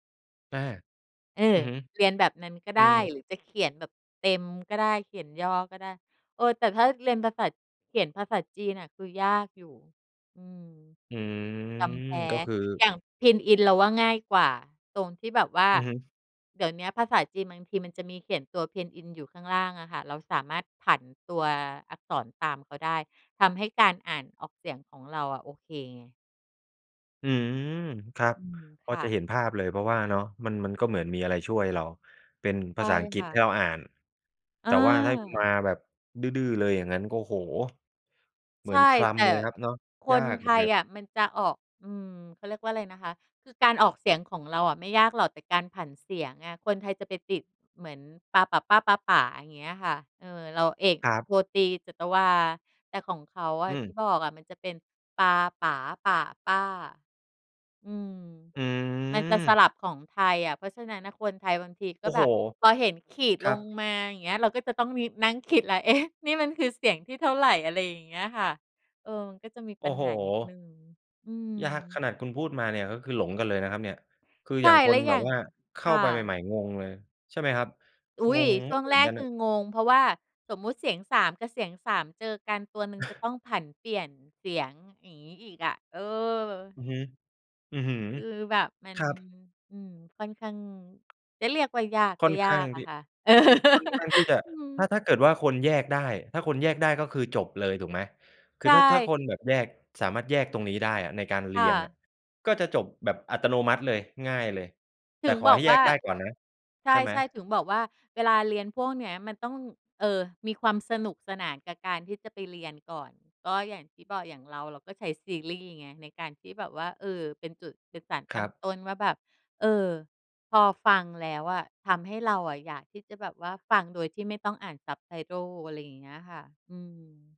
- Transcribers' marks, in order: other background noise; drawn out: "อืม"; laughing while speaking: "เอ๊ะ"; chuckle; tapping; laugh; in English: "subtitle"
- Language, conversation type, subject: Thai, podcast, ถ้าอยากเริ่มเรียนทักษะใหม่ตอนโต ควรเริ่มอย่างไรดี?